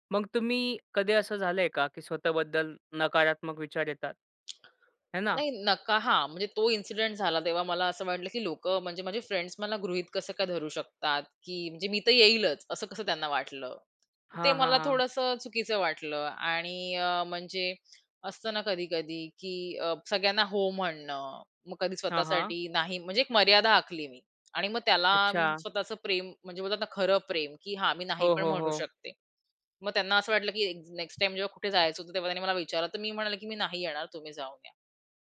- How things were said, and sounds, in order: tapping; other noise; in English: "फ्रेंड्स"
- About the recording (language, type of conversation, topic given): Marathi, podcast, स्वतःवर प्रेम करायला तुम्ही कसे शिकलात?